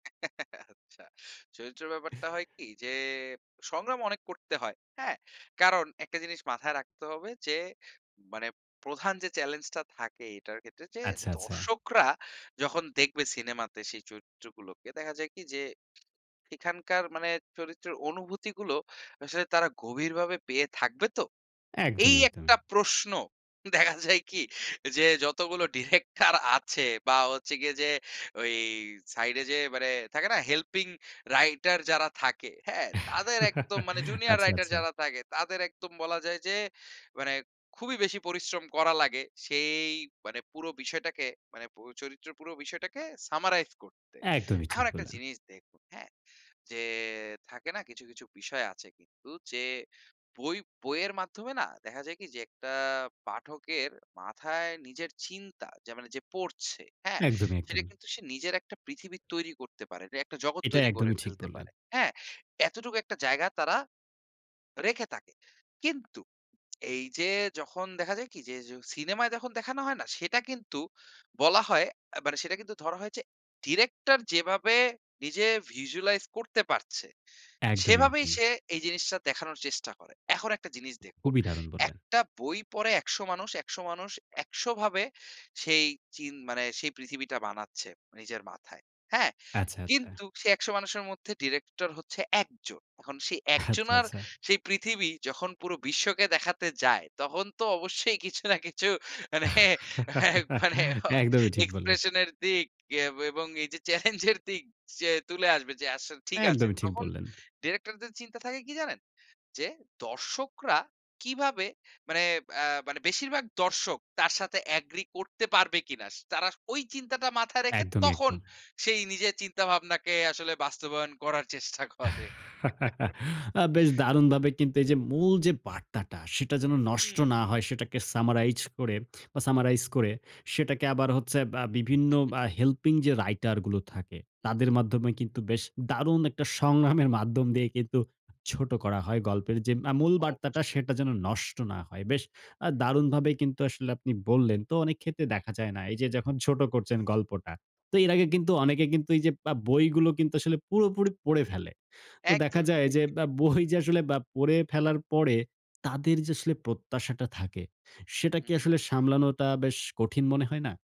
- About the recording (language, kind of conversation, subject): Bengali, podcast, বই থেকে সিনেমা বানাতে গেলে আপনার কাছে সবচেয়ে বড় চিন্তার বিষয় কোনটি?
- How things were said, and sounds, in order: chuckle; laughing while speaking: "আচ্ছা"; scoff; other background noise; laughing while speaking: "দেখা যায় কি? যে, যতগুলো ডিরেক্টর আছে"; chuckle; in English: "সামারাইজ"; in English: "ভিজুয়ালাইজ"; laughing while speaking: "আচ্ছা, আচ্ছা"; laughing while speaking: "কিছু না কিছু মানে একবারে … আসলে ঠিক আছে"; chuckle; other noise; chuckle; laughing while speaking: "চেষ্টা করে"; chuckle; in English: "সামারাইজ"; chuckle